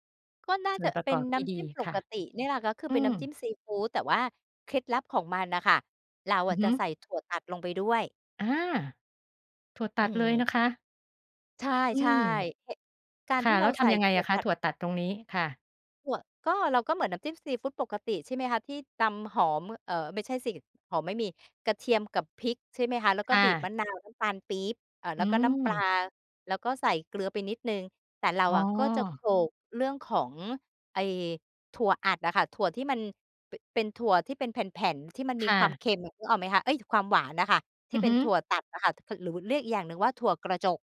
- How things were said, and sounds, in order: other noise
- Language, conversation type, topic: Thai, podcast, คุณทำเมนูสุขภาพแบบง่าย ๆ อะไรเป็นประจำบ้าง?